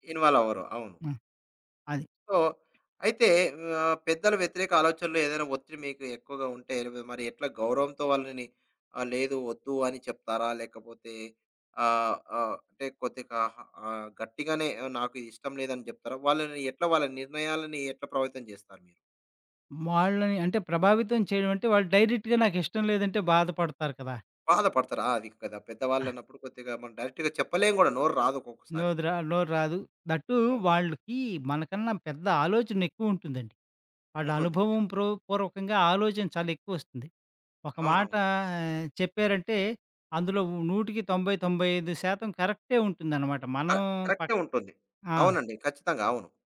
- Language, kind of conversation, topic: Telugu, podcast, కుటుంబ సభ్యులు మరియు స్నేహితుల స్పందనను మీరు ఎలా ఎదుర్కొంటారు?
- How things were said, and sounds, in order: in English: "సో"; other background noise; in English: "డైరెక్ట్‌గా"; in English: "డైరెక్ట్‌గా"; in English: "థట్ టూ"